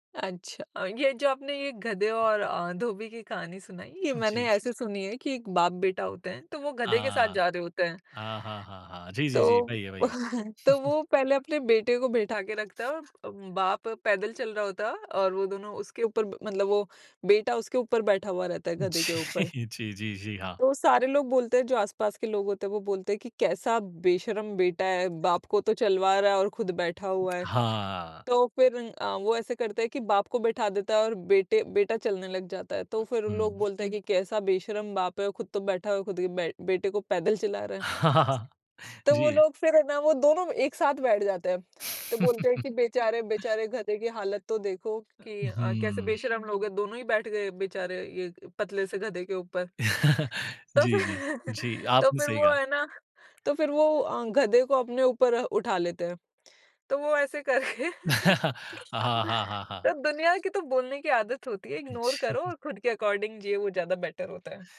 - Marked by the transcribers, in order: chuckle; chuckle; laughing while speaking: "जी"; tapping; laugh; laugh; laugh; laughing while speaking: "फिर"; chuckle; laughing while speaking: "करके"; laugh; in English: "इग्नोर"; in English: "अकॉर्डिंग"; laughing while speaking: "जी"; in English: "बेटर"
- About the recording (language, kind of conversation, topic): Hindi, podcast, क्या आपने कभी सामाजिक दबाव के कारण अपना पहनावा या अंदाज़ बदला है?
- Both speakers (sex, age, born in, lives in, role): female, 25-29, India, India, host; male, 30-34, India, India, guest